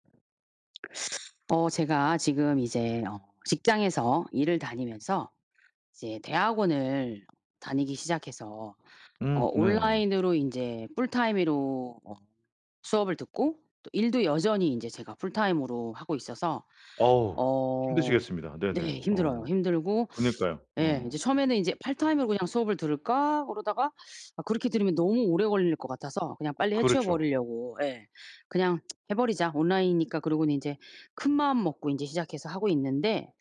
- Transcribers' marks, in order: other background noise; tapping; put-on voice: "'파트타임으로"; tsk
- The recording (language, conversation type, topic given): Korean, advice, 휴식할 때 쉽게 산만해지고 스트레스가 쌓일 때 어떻게 하면 좋을까요?